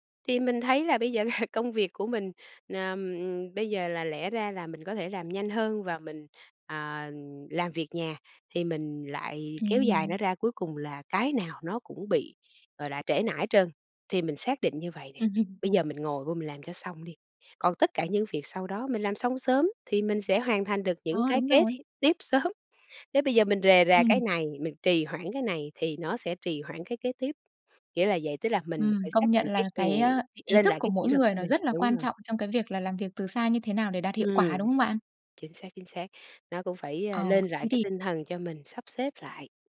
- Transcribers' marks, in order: chuckle; tapping; other background noise
- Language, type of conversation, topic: Vietnamese, podcast, Bạn nghĩ gì về làm việc từ xa so với làm việc tại văn phòng?